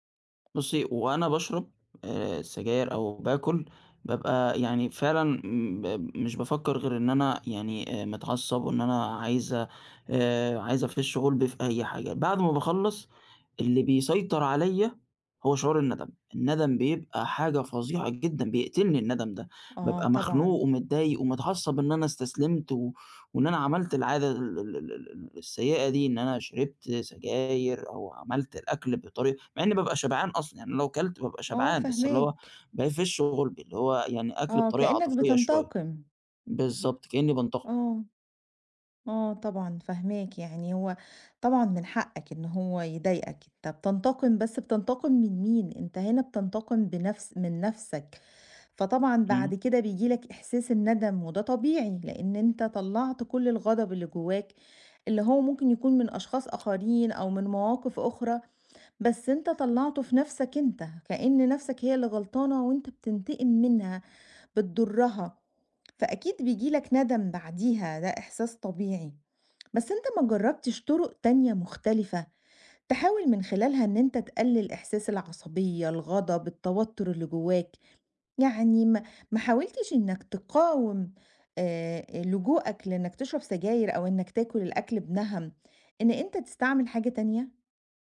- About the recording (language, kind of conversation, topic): Arabic, advice, إزاي بتلاقي نفسك بتلجأ للكحول أو لسلوكيات مؤذية كل ما تتوتر؟
- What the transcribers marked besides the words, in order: tapping